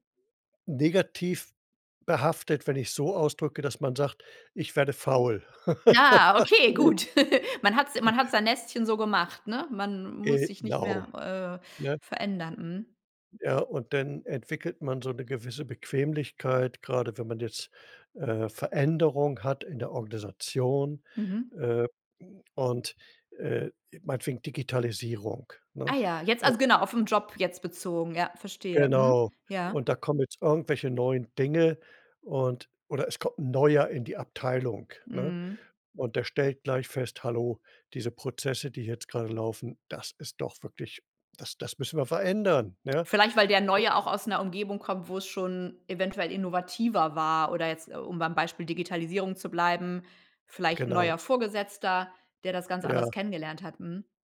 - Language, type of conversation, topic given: German, podcast, Welche Erfahrung hat dich aus deiner Komfortzone geholt?
- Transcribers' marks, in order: laughing while speaking: "Ah"; chuckle; laugh; other background noise; unintelligible speech